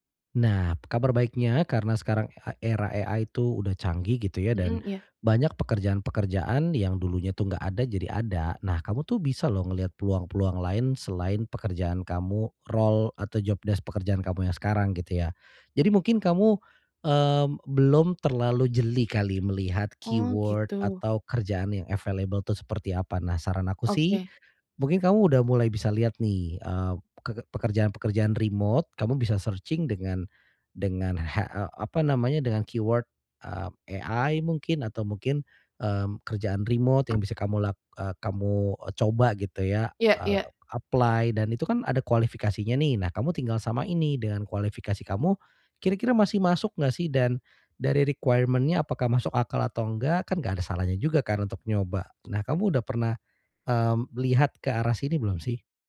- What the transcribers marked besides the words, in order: in English: "AI"; in English: "keyword"; in English: "available"; in English: "searching"; in English: "keyword"; in English: "AI"; tapping; in English: "apply"; in English: "requirement-nya"
- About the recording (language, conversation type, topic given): Indonesian, advice, Bagaimana perasaan Anda setelah kehilangan pekerjaan dan takut menghadapi masa depan?